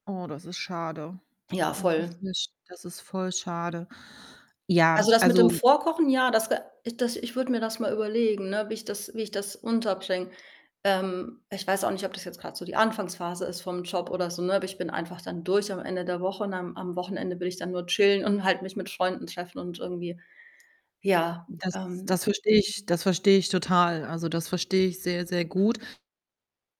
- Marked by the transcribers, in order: static; distorted speech; other background noise
- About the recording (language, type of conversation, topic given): German, advice, Wie möchtest du nach stressigen Tagen gesunde Essgewohnheiten beibehalten?